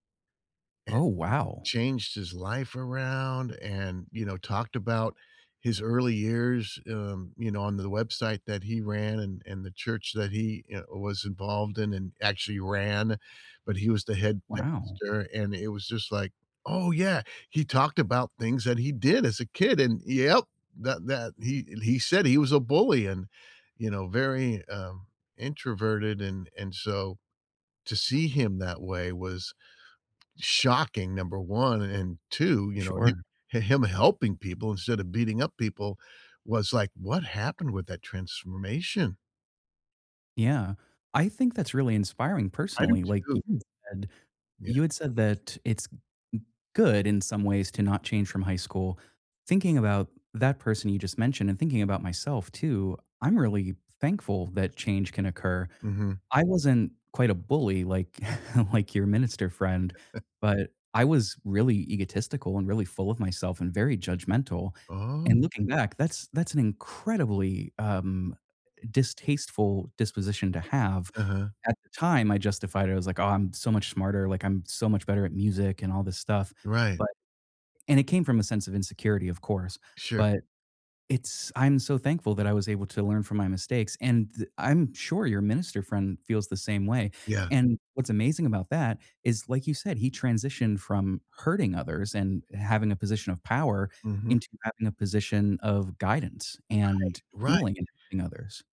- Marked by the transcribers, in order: anticipating: "oh, yeah, he talked about … kid and yep"; tapping; chuckle; chuckle; other background noise; stressed: "incredibly"
- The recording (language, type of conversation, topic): English, unstructured, How can I reconnect with someone I lost touch with and miss?
- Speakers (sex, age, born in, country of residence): male, 35-39, United States, United States; male, 65-69, United States, United States